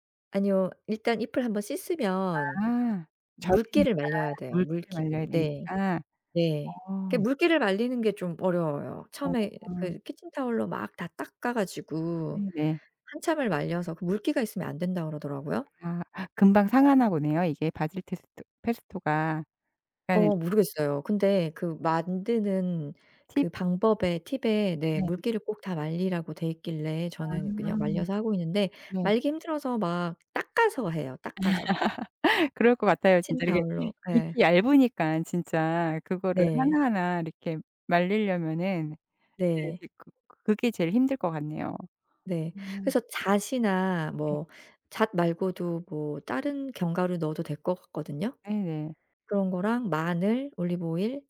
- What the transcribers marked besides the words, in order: tapping; other background noise; laugh
- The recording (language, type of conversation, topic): Korean, podcast, 식물을 키우면서 느끼는 작은 확실한 행복은 어떤가요?